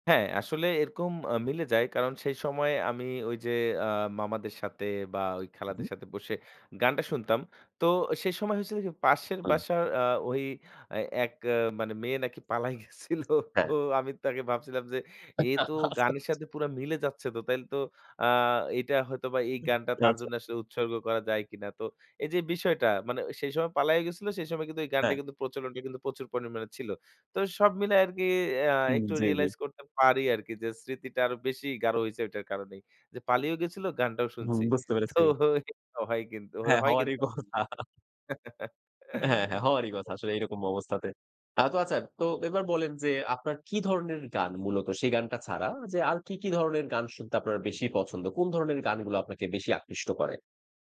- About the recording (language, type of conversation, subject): Bengali, podcast, একটা গান কীভাবে আমাদের স্মৃতি জাগিয়ে তোলে?
- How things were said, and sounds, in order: other background noise; laughing while speaking: "গেছিল"; laughing while speaking: "আচ্ছা, আচ্ছা"; laughing while speaking: "তো"; laughing while speaking: "কথা"; chuckle